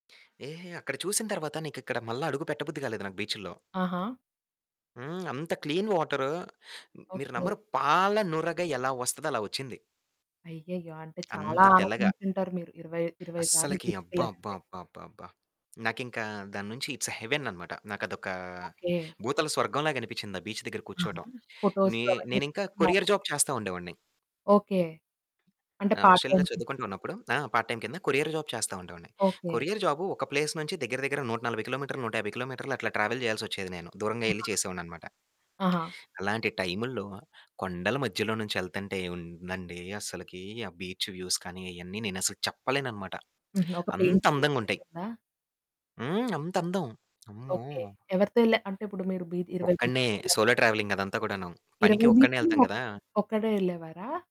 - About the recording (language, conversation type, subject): Telugu, podcast, సముద్రతీరంలో మీరు అనుభవించిన ప్రశాంతత గురించి వివరంగా చెప్పగలరా?
- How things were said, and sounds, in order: other background noise; in English: "క్లీన్ వాటరు"; static; in English: "బీచ్‌కెళ్ళారంటే"; in English: "ఐట్స్ ఏ హెవెన్"; in English: "బీచ్"; in English: "కొరియర్ జాబ్"; in English: "పార్ట్ టైమ్"; in English: "పార్ట్ టైమ్"; in English: "కొరియర్ జాబ్"; in English: "కొరియర్"; in English: "ప్లేస్"; in English: "ట్రావెల్"; in English: "బీచ్ వ్యూస్"; distorted speech; in English: "సోలో ట్రావెలింగ్"